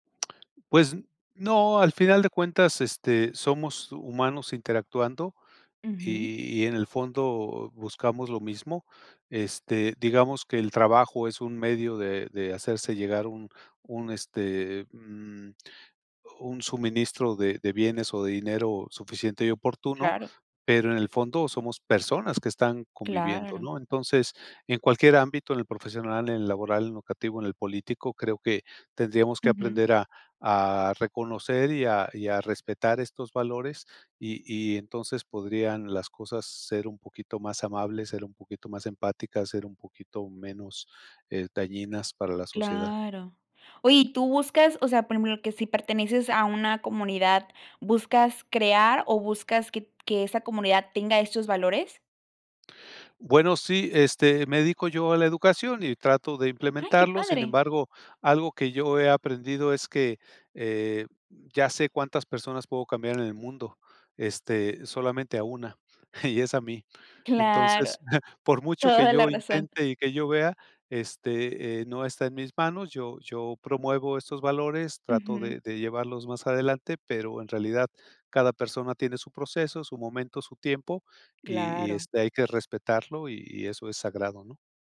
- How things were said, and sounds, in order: tapping; chuckle
- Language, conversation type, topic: Spanish, podcast, ¿Qué valores consideras esenciales en una comunidad?